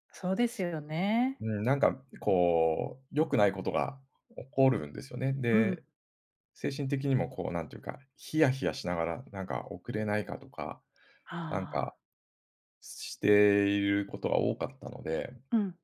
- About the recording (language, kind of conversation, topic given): Japanese, podcast, 朝の身だしなみルーティンでは、どんなことをしていますか？
- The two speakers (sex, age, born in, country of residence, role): female, 40-44, Japan, Japan, host; male, 50-54, Japan, Japan, guest
- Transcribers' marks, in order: none